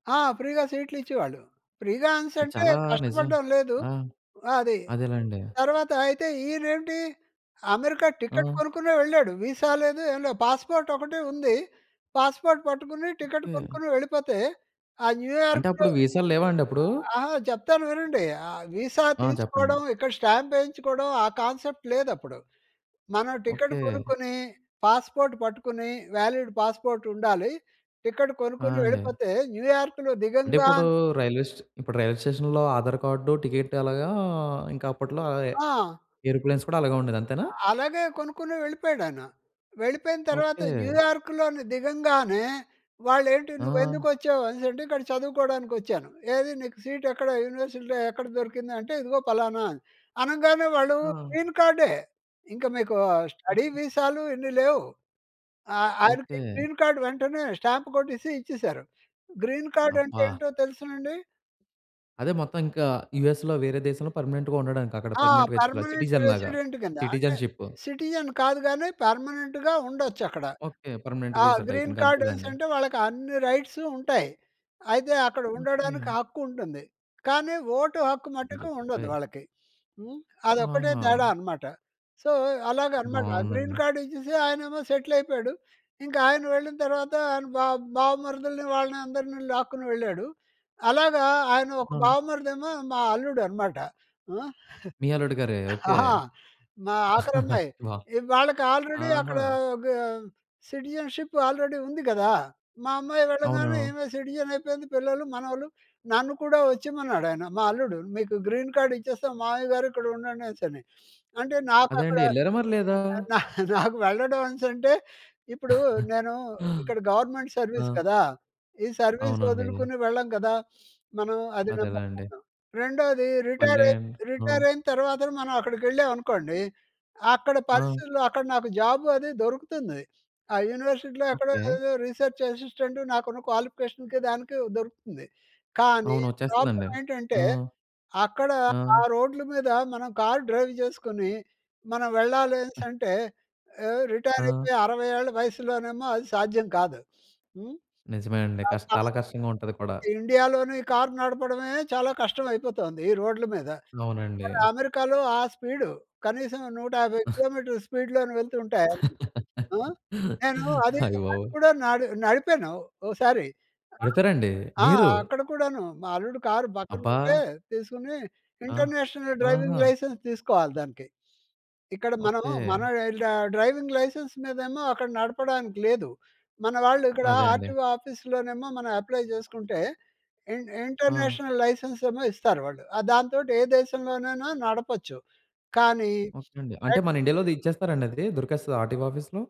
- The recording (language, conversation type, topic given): Telugu, podcast, విఫలమైన ప్రయత్నం మిమ్మల్ని ఎలా మరింత బలంగా మార్చింది?
- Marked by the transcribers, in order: in English: "ఫ్రీగా"; in English: "ఫ్రీగా"; in English: "విసా"; in English: "పాస్‌పోర్ట్"; in English: "పాస్‌పోర్ట్"; in English: "స్టాంప్"; in English: "కాన్సెప్ట్"; in English: "పాస్‌పోర్ట్"; in English: "వాలిడ్ పాస్ పోర్ట్"; in English: "రైల్వే స్టేషన్‌లో"; in English: "ఏరోప్లేన్స్"; in English: "సీట్"; in English: "యూనివర్సిటీలో"; in English: "గ్రీన్ కార్డే"; in English: "గ్రీన్ కార్డ్"; in English: "స్టాంప్"; in English: "గ్రీన్ కార్డ్"; in English: "పర్మనెంట్‌గా"; in English: "పర్మనెంట్"; in English: "పర్మనెంట్ రెసిడెంట్"; in English: "సిటిజన్‌లాగా సిటి‌జెన్‌షిప్"; in English: "సిటిజన్"; in English: "పర్మనెంట్‌గా"; in English: "పర్మెనెంట్ వీసా టైప్"; in English: "రైట్సూ"; tapping; in English: "సో"; in English: "గ్రీన్ కార్డ్"; in English: "సెటిల్"; giggle; chuckle; in English: "వావ్!"; in English: "ఆల్రెడీ"; in English: "సిటిజన్షిప్ ఆల్రెడీ"; in English: "సిటిజన్"; in English: "గ్రీన్ కార్డ్"; chuckle; in English: "గవర్నమెంట్ సర్వీస్"; in English: "సర్వీస్"; unintelligible speech; in English: "జాబ్"; in English: "యూనివర్సిటీలో"; in English: "రిసర్చ్ అసిస్టెంట్"; in English: "క్వాలిఫికేషన్‌కి"; in English: "ప్రాబ్లమ్"; other noise; in English: "కార్ డ్రైవ్"; in English: "స్పీడు"; giggle; in English: "స్పీడ్‌లోను"; chuckle; background speech; in English: "ఇంటర్నేషనల్ డ్రైవింగ్ లైసెన్స్"; in English: "డ డ్రైవింగ్ లైసెన్స్"; in English: "అప్లై"; in English: "ఇన్ ఇంటర్నేషనల్ లైసెన్సేమో"; other background noise